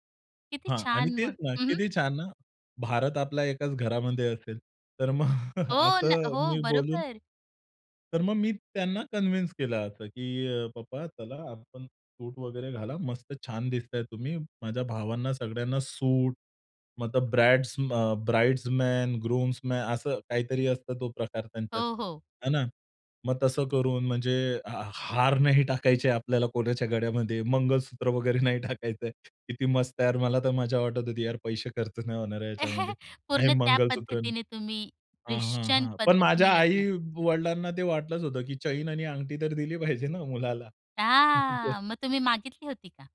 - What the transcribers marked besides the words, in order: laughing while speaking: "तर मग"; in English: "कन्विंस"; in English: "ब्राइड्स मॅन, ग्रूम्सन"; laughing while speaking: "नाही टाकायचंय"; chuckle; unintelligible speech; chuckle
- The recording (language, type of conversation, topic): Marathi, podcast, एखाद्या निवडीने तुमचं आयुष्य कायमचं बदलून टाकलं आहे का?